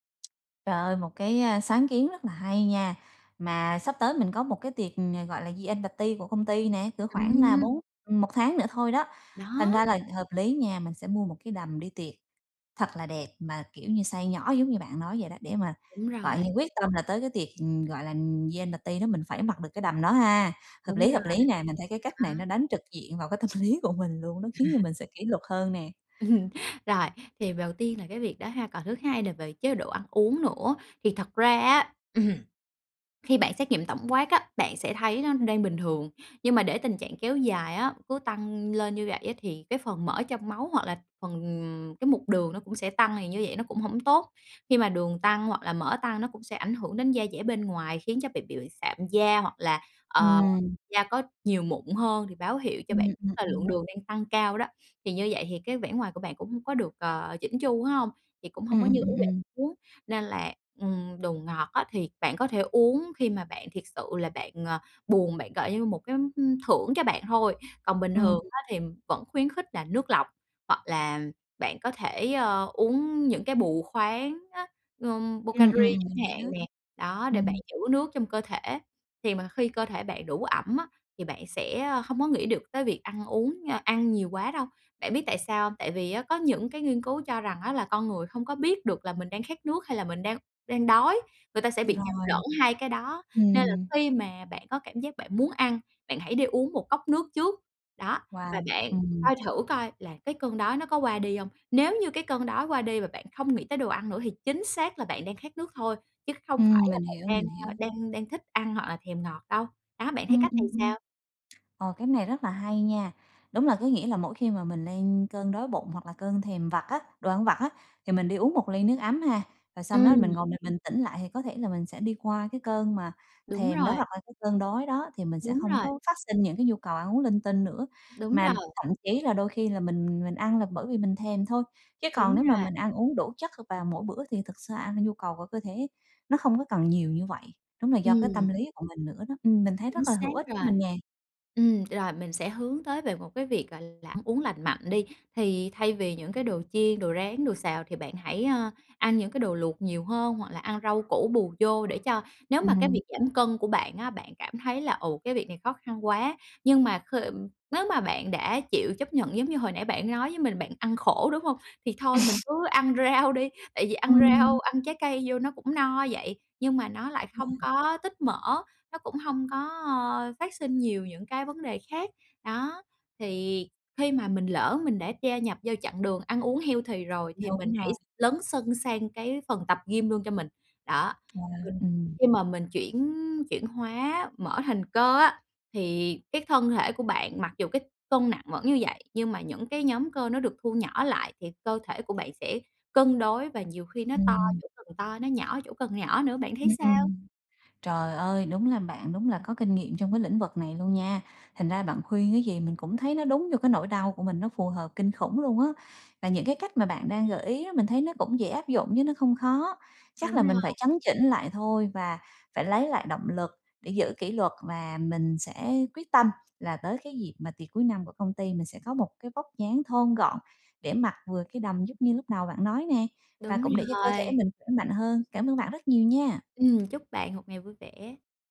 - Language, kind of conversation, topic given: Vietnamese, advice, Làm sao để giữ kỷ luật khi tôi mất động lực?
- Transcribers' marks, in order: tapping; in English: "Year End Party"; other background noise; in English: "Year End Party"; laughing while speaking: "tâm lý"; laugh; laughing while speaking: "Ừm"; throat clearing; "bạn" said as "bẹm"; dog barking; laugh; laughing while speaking: "rau"; in English: "healthy"